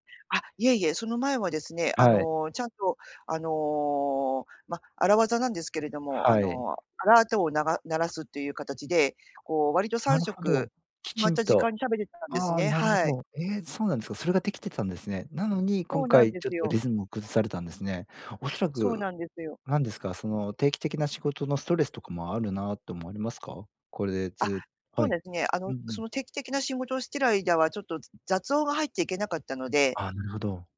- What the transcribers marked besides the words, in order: other background noise
- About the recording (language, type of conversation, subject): Japanese, advice, 食事の時間が不規則で体調を崩している